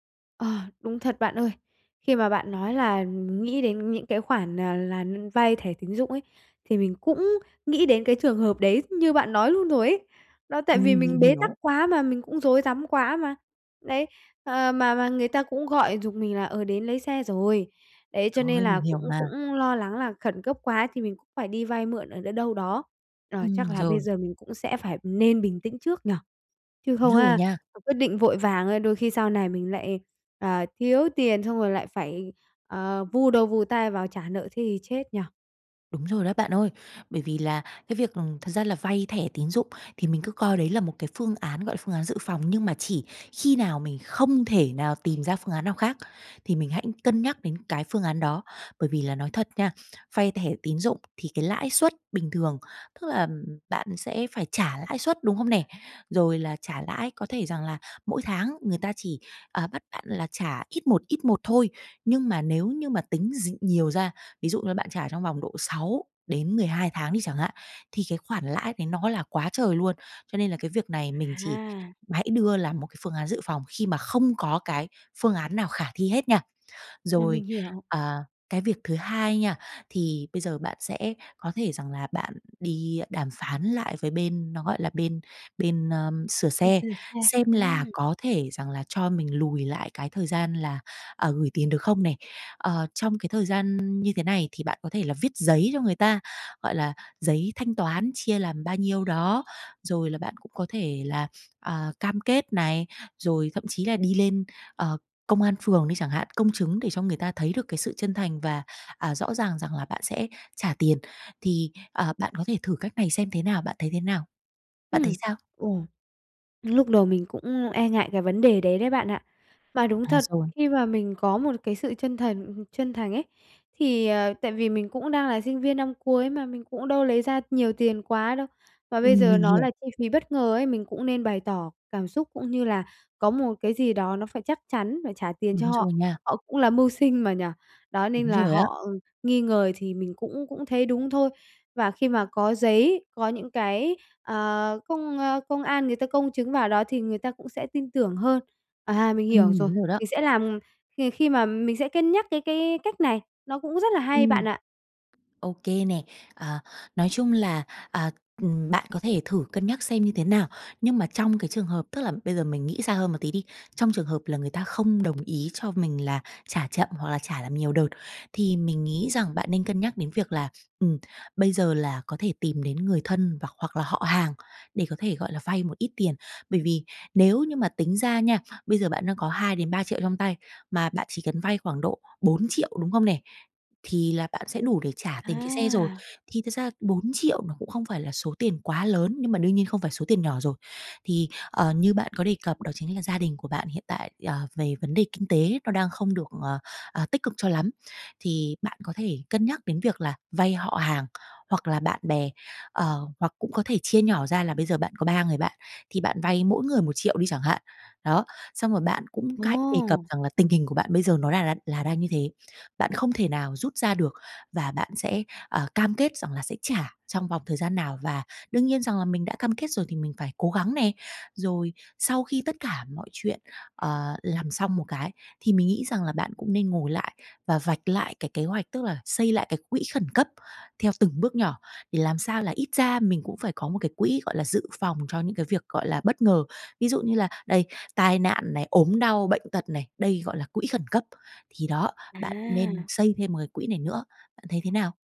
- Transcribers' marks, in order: tapping; other background noise
- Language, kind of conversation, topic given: Vietnamese, advice, Bạn đã gặp khoản chi khẩn cấp phát sinh nào khiến ngân sách của bạn bị vượt quá dự kiến không?